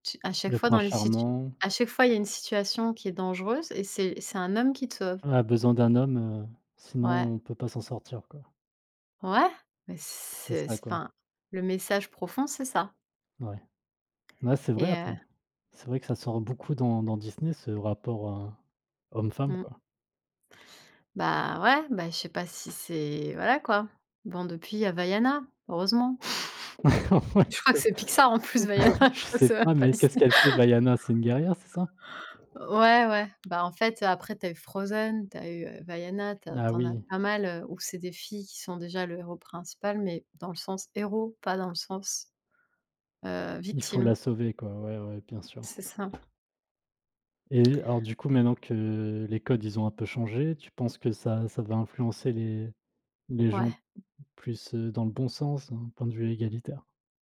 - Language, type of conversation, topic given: French, unstructured, Pourquoi les films sont-ils importants dans notre culture ?
- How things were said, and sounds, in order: tapping; other background noise; chuckle; laughing while speaking: "Ouais"; chuckle; laughing while speaking: "je sais pas"; laughing while speaking: "Pixar en plus, Vaiana, je crois que c'est même pas Disney"; laugh